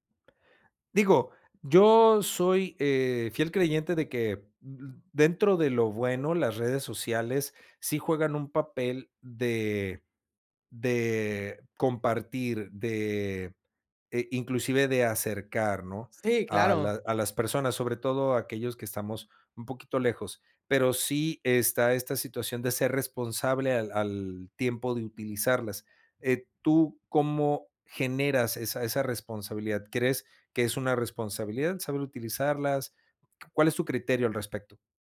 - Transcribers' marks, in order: none
- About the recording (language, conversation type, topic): Spanish, podcast, ¿En qué momentos te desconectas de las redes sociales y por qué?